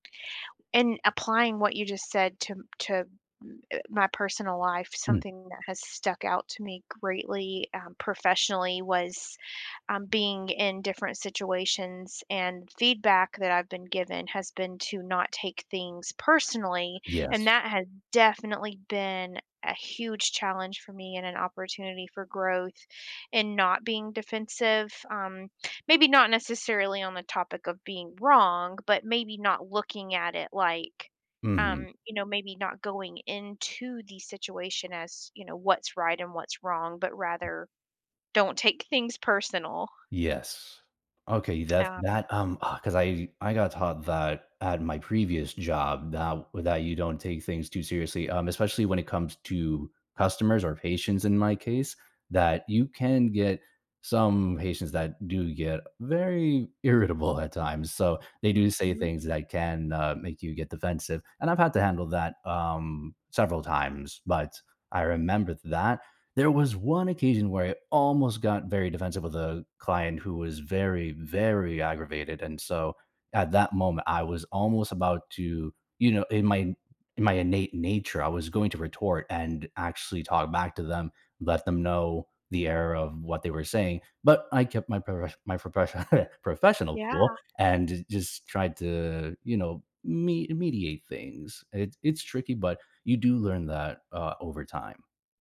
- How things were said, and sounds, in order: other noise; stressed: "definitely"; stressed: "almost"; laugh
- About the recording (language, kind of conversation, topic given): English, unstructured, What makes it difficult for people to admit when they are wrong?
- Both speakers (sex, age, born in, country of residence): female, 40-44, United States, United States; male, 25-29, Colombia, United States